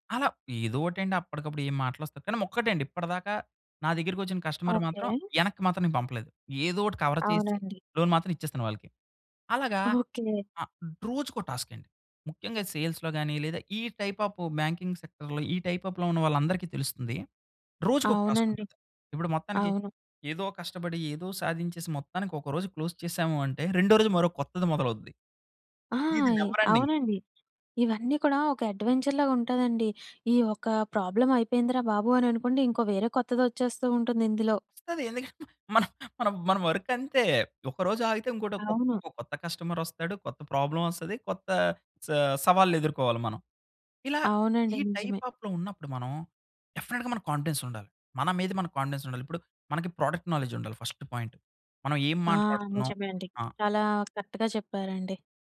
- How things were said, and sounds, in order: in English: "కస్టమర్"; in English: "కవర్"; in English: "లోన్"; in English: "టాస్క్"; in English: "సేల్స్‌లో"; in English: "టైప్ ఆఫ్ బ్యాంకింగ్ సెక్టర్‌లో"; in English: "టైప్ ఆ‌ఫ్‌లో"; in English: "టాస్క్"; in English: "క్లోజ్"; in English: "నెవర్ ఎండింగ్"; in English: "అడ్వెంచర్‌లాగా"; in English: "ప్రాబ్లమ్"; laughing while speaking: "ఎందుకంటే, మన, మన వర్క్ అంతే"; in English: "వర్క్"; in English: "కస్టమర్"; in English: "ప్రాబ్లమ్"; other background noise; in English: "టైప్ ఆఫ్‌లో"; in English: "డెఫినెట్‌గా"; in English: "కాన్ఫిడెన్స్"; in English: "కాన్ఫిడెన్స్"; in English: "ప్రొడక్ట్ నాలెడ్జ్"; in English: "ఫస్ట్ పాయింట్"; tapping; in English: "కరెక్ట్‌గా"
- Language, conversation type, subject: Telugu, podcast, రోజువారీ ఆత్మవిశ్వాసం పెంచే చిన్న అలవాట్లు ఏవి?